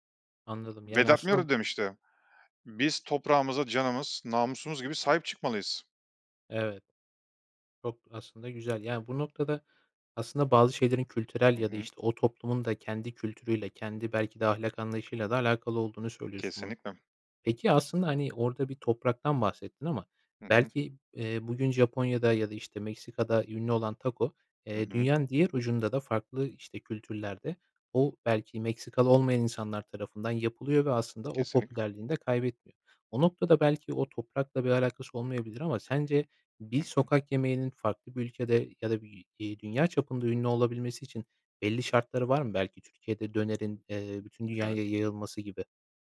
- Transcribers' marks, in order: tapping; other background noise; other noise
- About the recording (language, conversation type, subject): Turkish, podcast, Sokak yemekleri bir ülkeye ne katar, bu konuda ne düşünüyorsun?
- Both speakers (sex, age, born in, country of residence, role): male, 25-29, Turkey, Poland, host; male, 35-39, Turkey, Estonia, guest